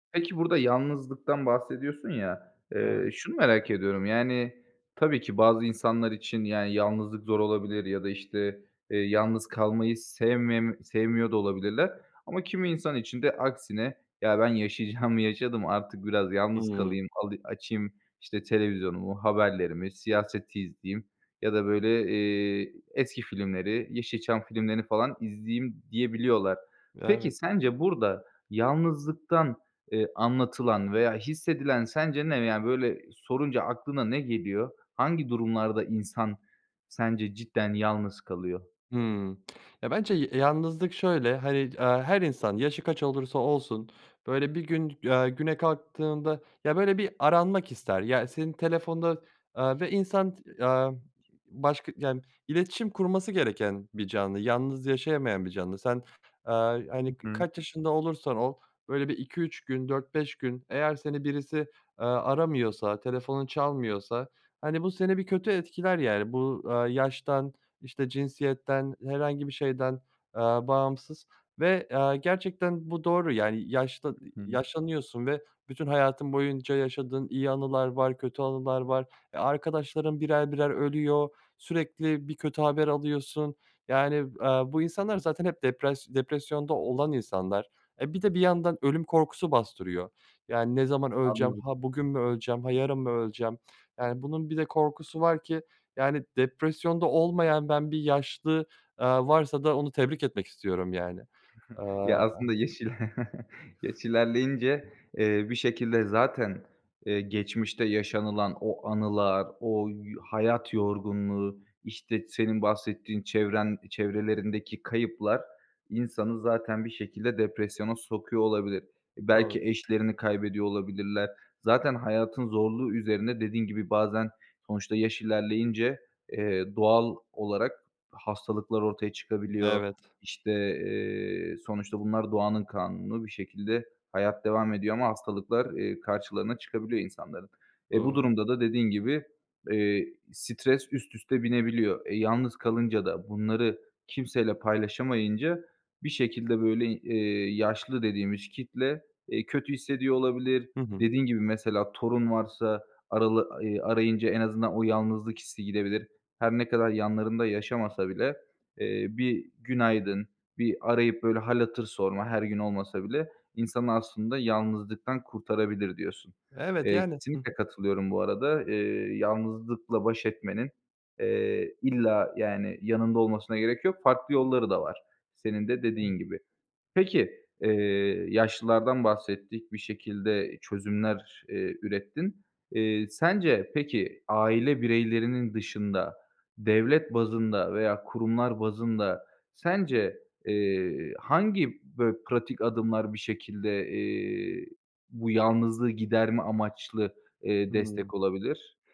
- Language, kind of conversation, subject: Turkish, podcast, Yaşlıların yalnızlığını azaltmak için neler yapılabilir?
- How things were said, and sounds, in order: chuckle; laughing while speaking: "ile"; other background noise